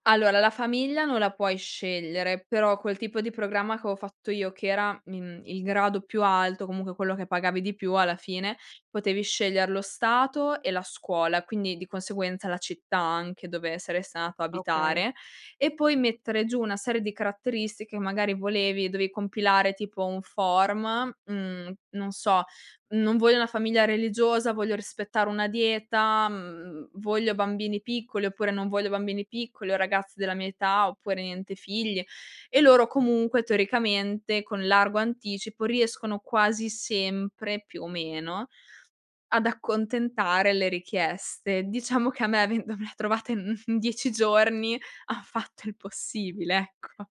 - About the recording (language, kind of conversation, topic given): Italian, podcast, Qual è stato il tuo primo periodo lontano da casa?
- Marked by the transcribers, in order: "dovevi" said as "dovei"; laughing while speaking: "Diciamo che a me avendomela … il possibile ecco"